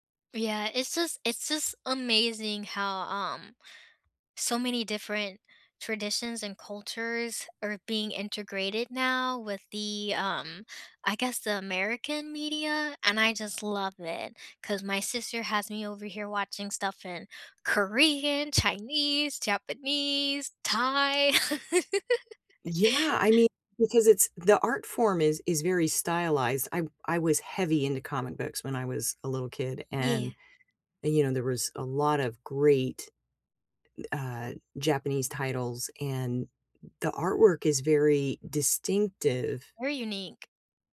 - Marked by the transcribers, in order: laugh; other background noise
- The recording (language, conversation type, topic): English, unstructured, Which comfort TV show do you press play on first when life gets hectic, and why?
- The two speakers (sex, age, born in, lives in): female, 20-24, United States, United States; female, 55-59, United States, United States